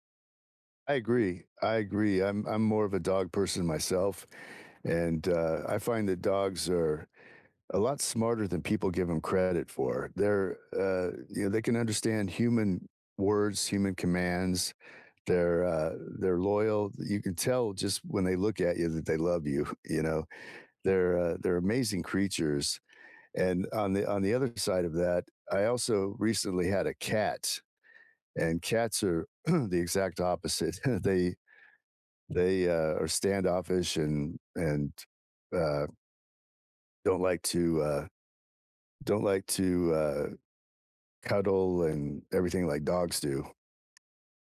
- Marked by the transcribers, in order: throat clearing; chuckle; tapping
- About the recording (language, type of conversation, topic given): English, unstructured, What makes pets such good companions?